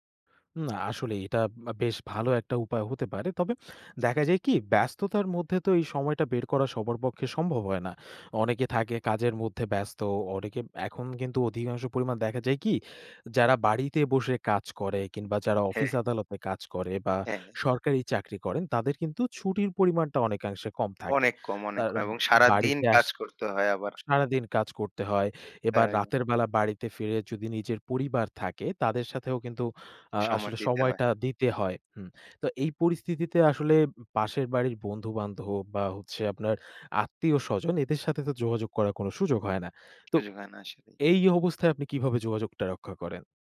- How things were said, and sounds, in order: none
- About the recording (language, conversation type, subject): Bengali, podcast, আপনি কীভাবে একাকীত্ব কাটাতে কাউকে সাহায্য করবেন?